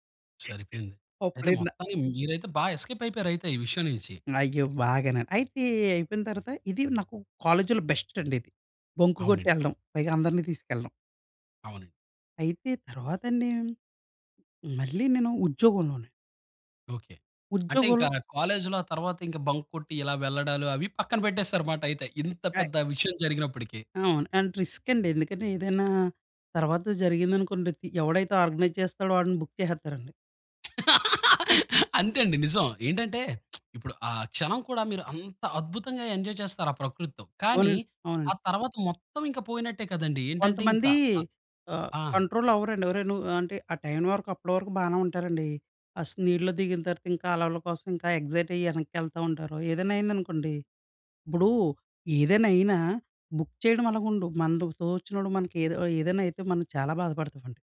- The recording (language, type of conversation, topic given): Telugu, podcast, ప్రకృతిలో మీరు అనుభవించిన అద్భుతమైన క్షణం ఏమిటి?
- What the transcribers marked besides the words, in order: in English: "ఎస్కేప్"; in English: "బెస్ట్"; other background noise; in English: "కాలేజ్‌లో"; in English: "బంక్"; in English: "ఆర్గనైజ్"; in English: "బుక్"; laugh; lip smack; in English: "ఎంజాయ్"; in English: "కంట్రోల్"; in English: "ఎక్సైట్"; in English: "బుక్"